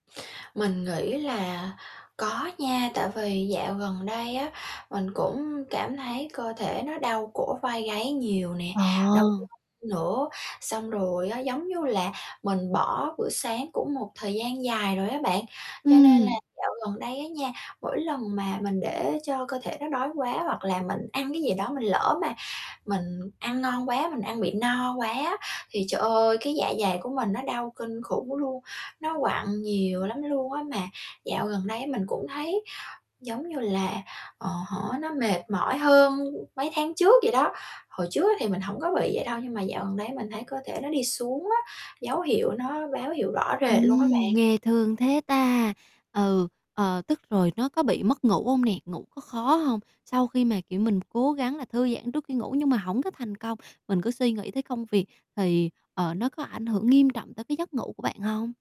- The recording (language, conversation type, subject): Vietnamese, advice, Vì sao tôi luôn cảm thấy căng thẳng khi cố gắng thư giãn ở nhà?
- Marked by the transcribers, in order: tapping; static; distorted speech; other background noise